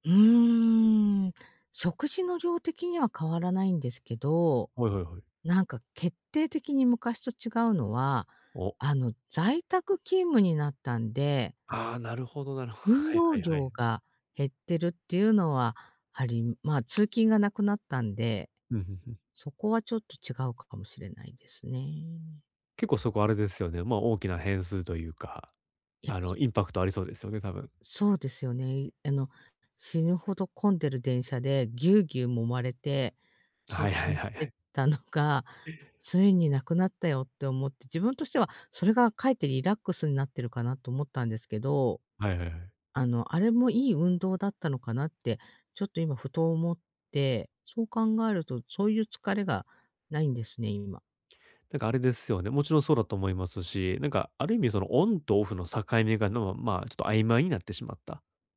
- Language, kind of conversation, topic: Japanese, advice, 睡眠の質を高めて朝にもっと元気に起きるには、どんな習慣を見直せばいいですか？
- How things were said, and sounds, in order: other noise; laughing while speaking: "はい はい はい"; chuckle